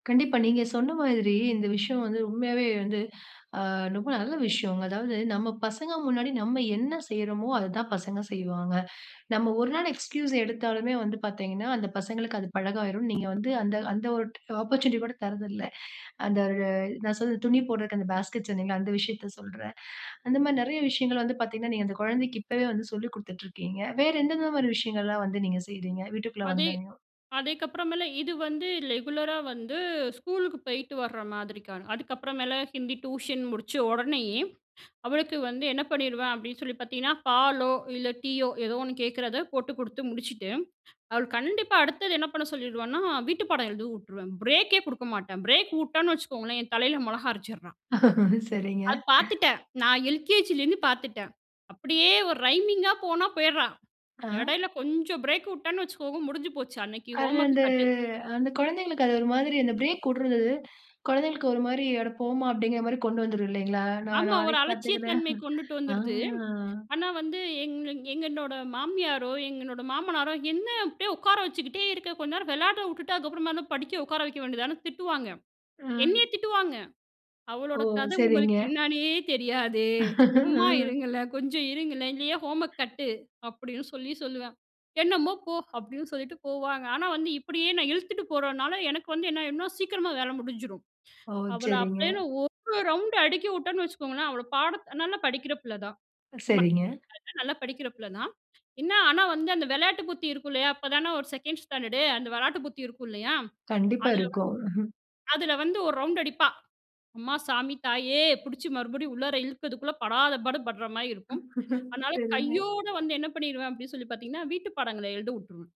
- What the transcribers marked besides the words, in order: in English: "எக்ஸ்கியூஸ்"; tapping; in English: "ஆப்பர்ச்சுனிட்டி"; in English: "பாஸ்கெட்ஸ்"; "ரெகுலரா" said as "லெகுலரா"; in English: "பிரேக்"; in English: "பிரேக்"; laughing while speaking: "சரிங்க"; in English: "ரைமிங்"; in English: "பிரேக்"; in English: "ஹோம்வொர்க் கட்டு"; in English: "பிரேக்"; chuckle; drawn out: "ஆ"; "எங்களோட" said as "எங்கனோட"; "எங்களோட" said as "எங்கனோட"; chuckle; in English: "ஹோம்வொர்க் கட்டு"; in English: "செகண்ட் ஸ்டாண்டர்ட்"; chuckle; laugh
- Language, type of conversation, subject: Tamil, podcast, வீட்டுக்குள் வந்தவுடன் நீங்கள் செய்யும் சிறிய பழக்கம் என்ன?